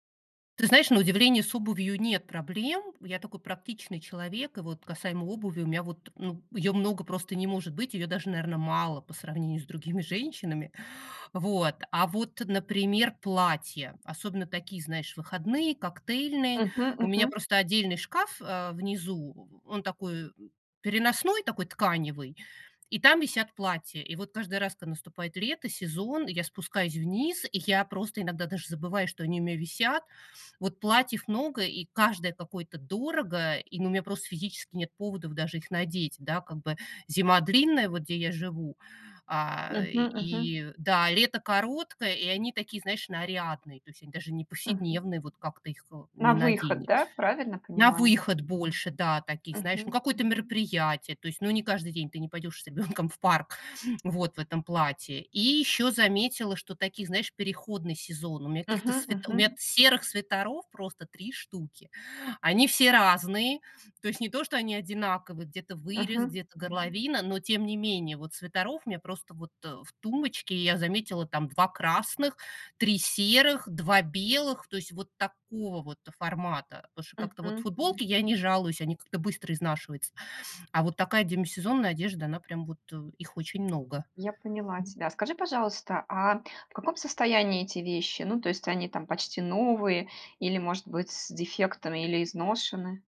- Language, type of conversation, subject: Russian, advice, Что мне делать с одеждой, которую я не ношу, но не могу продать или отдать?
- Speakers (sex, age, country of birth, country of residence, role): female, 40-44, Russia, United States, user; female, 45-49, Russia, Mexico, advisor
- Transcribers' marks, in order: "Потому что" said as "пашу"